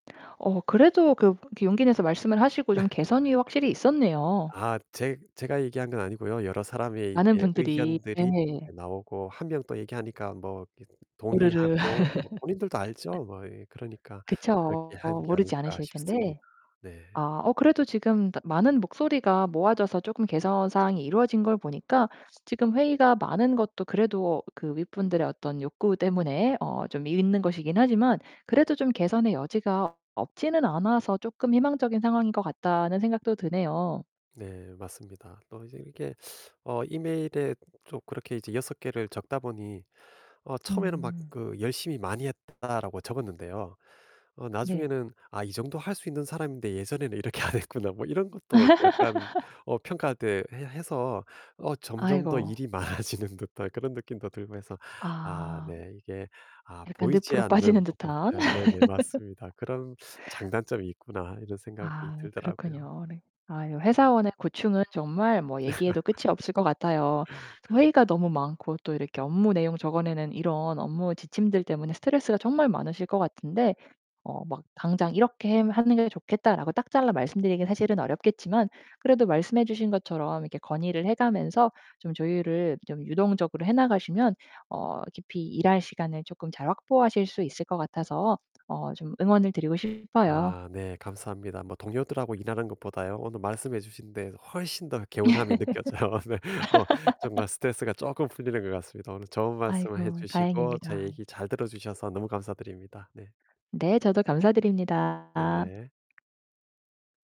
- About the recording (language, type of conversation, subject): Korean, advice, 회의가 너무 많아서 집중해서 일할 시간이 없을 때 어떻게 해야 하나요?
- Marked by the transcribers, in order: laugh; other background noise; distorted speech; laugh; tapping; laughing while speaking: "이렇게 안"; laugh; laughing while speaking: "많아지는"; laughing while speaking: "빠지는"; laugh; laugh; laugh; laughing while speaking: "느껴져요. 네"